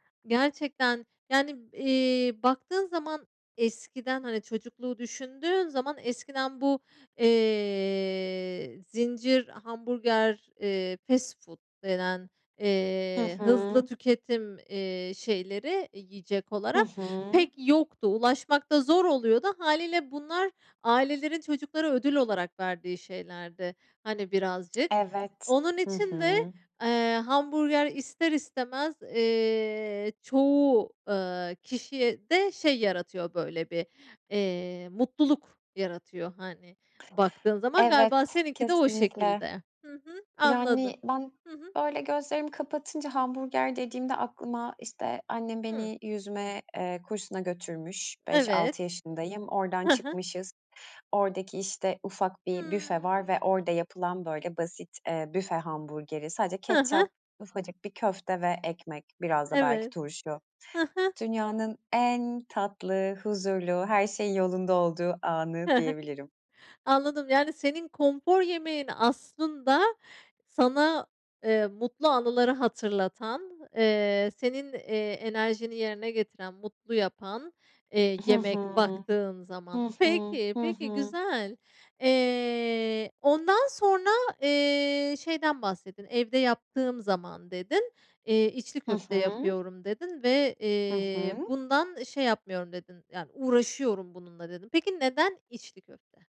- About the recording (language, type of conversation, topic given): Turkish, podcast, Sence gerçek konfor yemeği hangisi ve neden?
- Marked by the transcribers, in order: other background noise; drawn out: "eee"; tapping